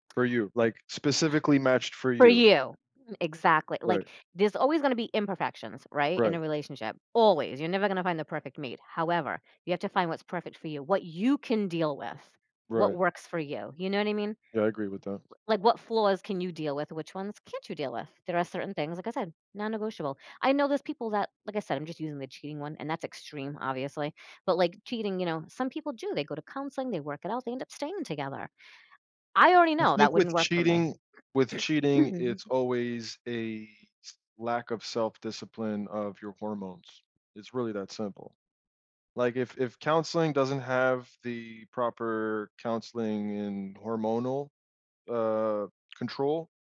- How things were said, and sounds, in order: other background noise; throat clearing
- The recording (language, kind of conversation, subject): English, unstructured, How do life experiences shape the way we view romantic relationships?
- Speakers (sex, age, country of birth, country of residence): female, 50-54, United States, United States; male, 35-39, United States, United States